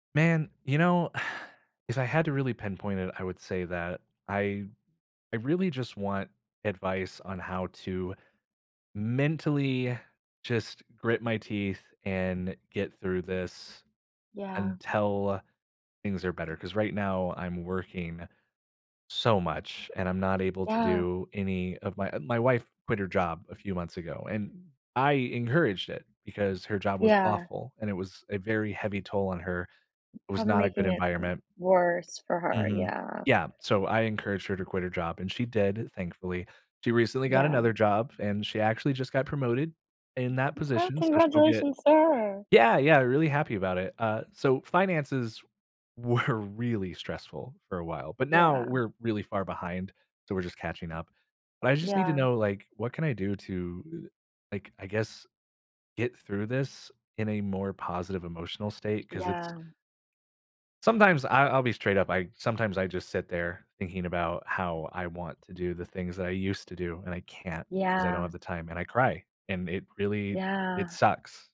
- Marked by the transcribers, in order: sigh; tapping; other background noise
- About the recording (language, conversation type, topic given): English, advice, How can I manage my responsibilities without feeling overwhelmed?
- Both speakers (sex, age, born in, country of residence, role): female, 25-29, United States, United States, advisor; male, 30-34, United States, United States, user